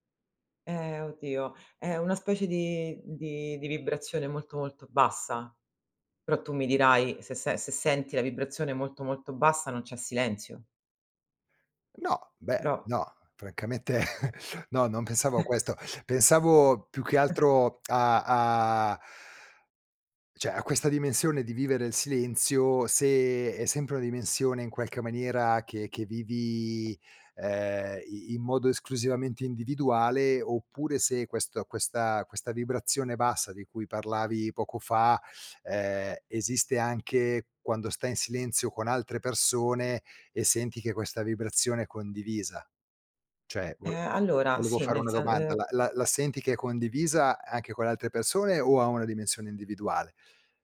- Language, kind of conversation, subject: Italian, podcast, Che ruolo ha il silenzio nella tua creatività?
- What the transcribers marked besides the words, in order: chuckle; unintelligible speech; "cioè" said as "ceh"; "cioè" said as "ceh"